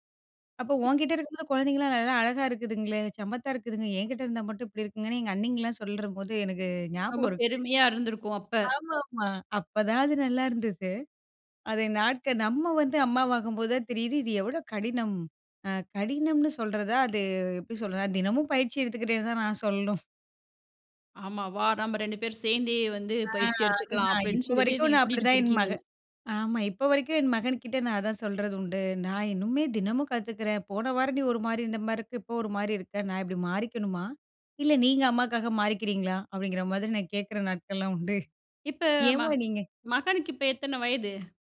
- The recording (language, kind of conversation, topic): Tamil, podcast, குழந்தைகள் அருகில் இருக்கும்போது அவர்களின் கவனத்தை வேறு விஷயத்திற்குத் திருப்புவது எப்படி?
- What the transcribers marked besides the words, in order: other noise; laughing while speaking: "ஆமாமா. அப்பதான் அது நல்லாருந்துது"; laughing while speaking: "நான் சொல்ணும்"; laughing while speaking: "உண்டு. ஏம்மா நீங்க"